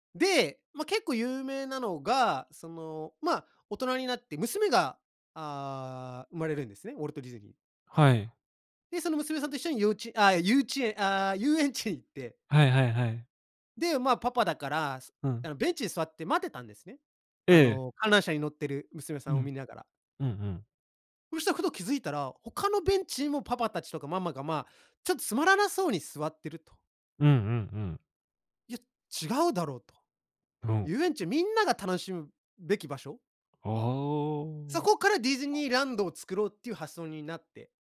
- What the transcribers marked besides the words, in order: other background noise; other noise
- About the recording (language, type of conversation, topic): Japanese, podcast, 好きなキャラクターの魅力を教えてくれますか？